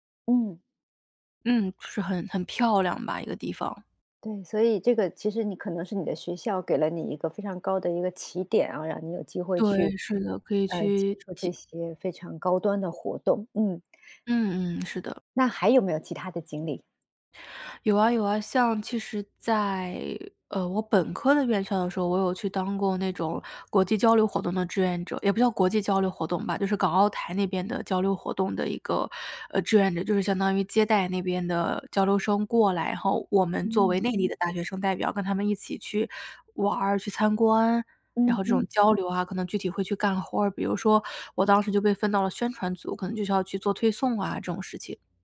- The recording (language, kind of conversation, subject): Chinese, podcast, 你愿意分享一次你参与志愿活动的经历和感受吗？
- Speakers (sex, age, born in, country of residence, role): female, 30-34, China, United States, guest; female, 45-49, China, United States, host
- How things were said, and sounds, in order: none